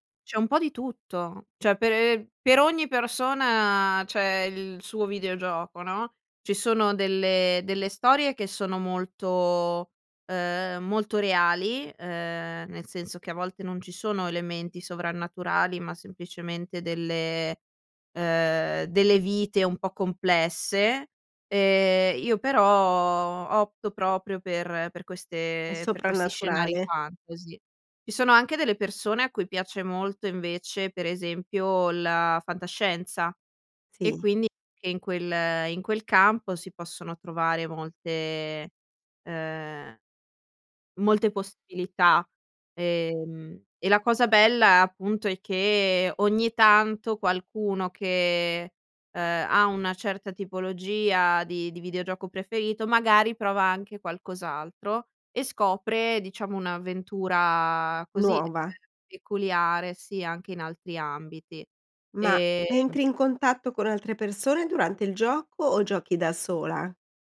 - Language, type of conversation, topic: Italian, podcast, Raccontami di un hobby che ti fa perdere la nozione del tempo?
- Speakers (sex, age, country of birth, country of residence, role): female, 25-29, Italy, Italy, guest; female, 50-54, Italy, Italy, host
- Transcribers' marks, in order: other background noise; "Cioè" said as "ceh"; in English: "fantasy"